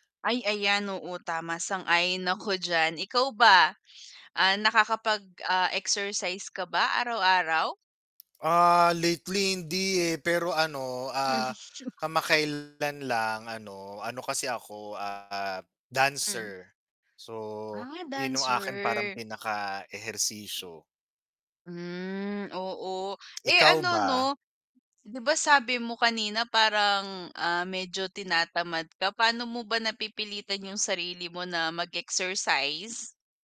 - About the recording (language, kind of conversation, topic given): Filipino, unstructured, Paano mo mahihikayat ang isang taong laging may dahilan para hindi mag-ehersisyo?
- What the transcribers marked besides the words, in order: chuckle; distorted speech